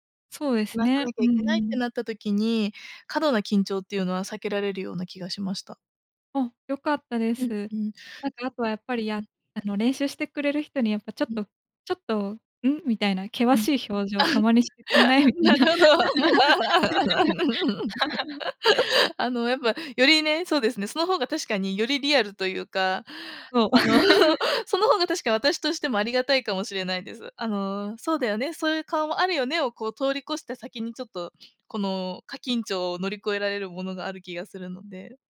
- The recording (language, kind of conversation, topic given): Japanese, advice, 人前で話すと強い緊張で頭が真っ白になるのはなぜですか？
- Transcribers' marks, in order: laugh; laughing while speaking: "あ、なるほど"; laugh; laughing while speaking: "みたいな"; chuckle; laugh